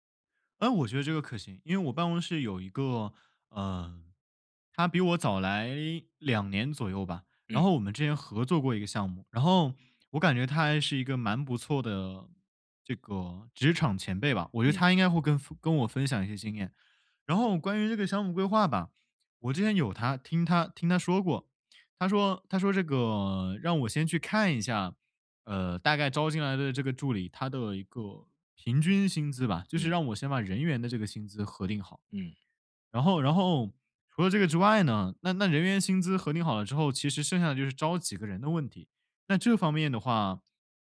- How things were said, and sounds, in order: none
- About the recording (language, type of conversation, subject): Chinese, advice, 在资金有限的情况下，我该如何确定资源分配的优先级？